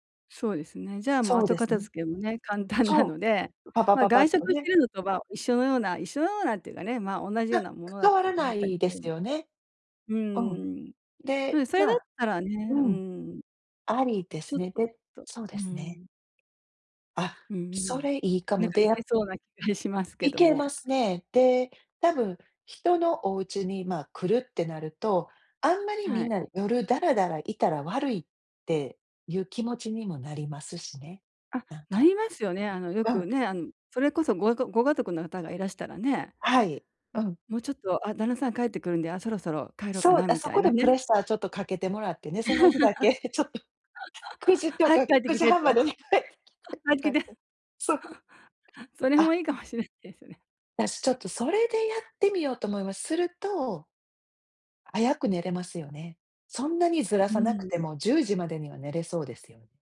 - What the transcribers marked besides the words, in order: laugh; laughing while speaking: "その日だけちょっと、 くじ と … きてとか言って"; laugh; other background noise
- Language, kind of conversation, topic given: Japanese, advice, 自己ケアのために、どのように境界線を設定すればよいですか？
- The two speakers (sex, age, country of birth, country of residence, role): female, 50-54, Japan, United States, user; female, 60-64, Japan, Japan, advisor